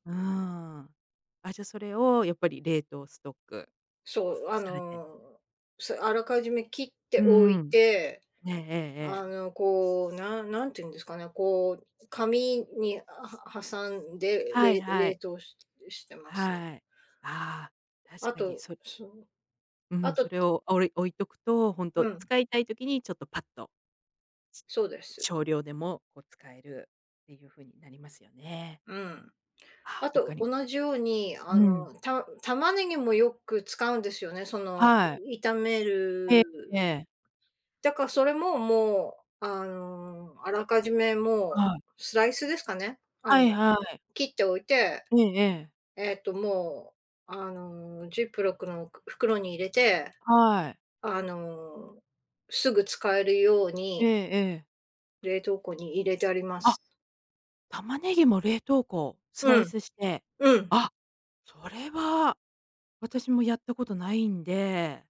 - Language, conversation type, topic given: Japanese, podcast, 手早く作れる夕飯のアイデアはありますか？
- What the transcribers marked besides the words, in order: none